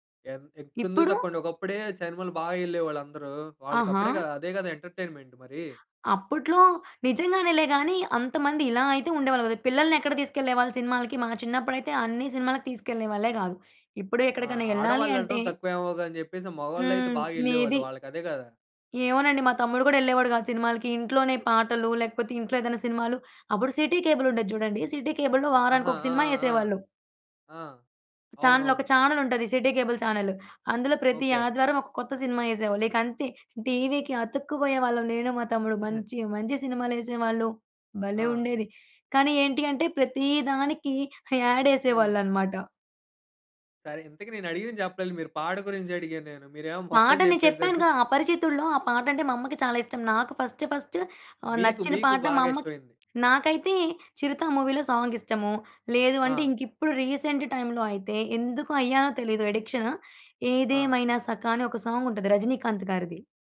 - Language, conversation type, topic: Telugu, podcast, మీ జీవితానికి నేపథ్య సంగీతంలా మీకు మొదటగా గుర్తుండిపోయిన పాట ఏది?
- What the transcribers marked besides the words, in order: in English: "ఎంటర్‌టైన్‌మెంట్"; in English: "మే బీ"; in English: "సిటీ కేబుల్"; in English: "సిటీ కేబుల్‌లో"; in English: "చానెల్"; in English: "చానెల్"; in English: "సిటీ కేబుల్"; chuckle; in English: "యాడ్"; other background noise; giggle; in English: "ఫస్ట్, ఫస్ట్"; in English: "మూవీ‌లో సాంగ్"; in English: "రీసెంట్ టైమ్‌లో"; in English: "సాంగ్"